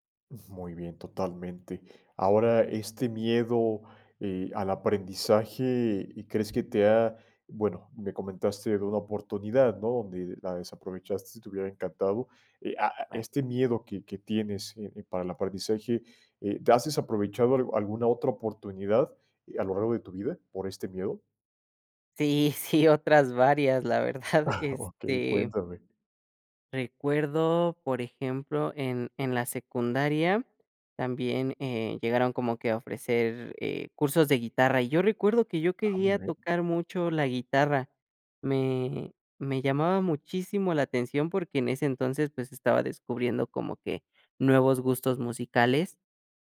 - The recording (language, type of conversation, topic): Spanish, podcast, ¿Cómo influye el miedo a fallar en el aprendizaje?
- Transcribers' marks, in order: chuckle; laughing while speaking: "sí, otras varias, la verdad"; chuckle